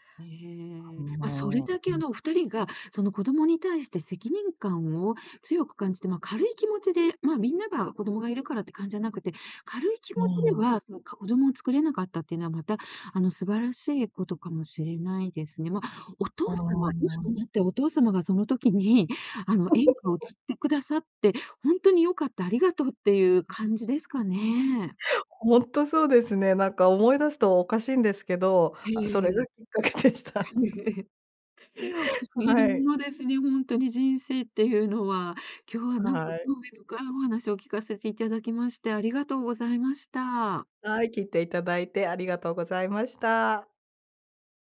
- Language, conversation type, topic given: Japanese, podcast, 子どもを持つか迷ったとき、どう考えた？
- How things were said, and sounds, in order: laugh; chuckle; laughing while speaking: "きっかけでした"; laugh